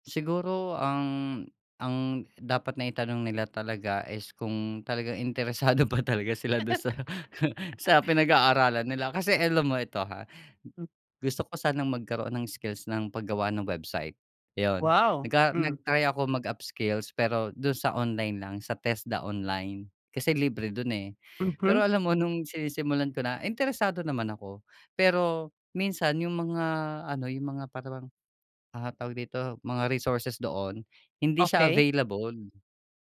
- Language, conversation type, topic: Filipino, podcast, Ano ang pinaka-praktikal na tip para magsimula sa bagong kasanayan?
- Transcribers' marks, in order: laughing while speaking: "pa talaga sila dun sa"; chuckle; tapping; unintelligible speech